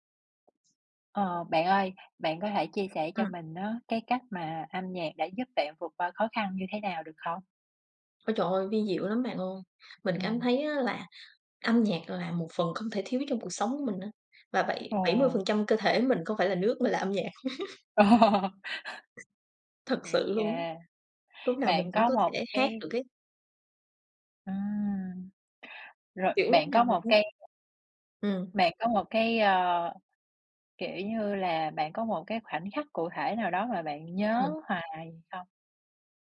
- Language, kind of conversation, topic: Vietnamese, podcast, Âm nhạc đã giúp bạn vượt qua những giai đoạn khó khăn như thế nào?
- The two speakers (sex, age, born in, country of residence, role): female, 30-34, Vietnam, Vietnam, host; female, 35-39, Vietnam, Vietnam, guest
- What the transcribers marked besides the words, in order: other background noise; laugh; laughing while speaking: "Ồ"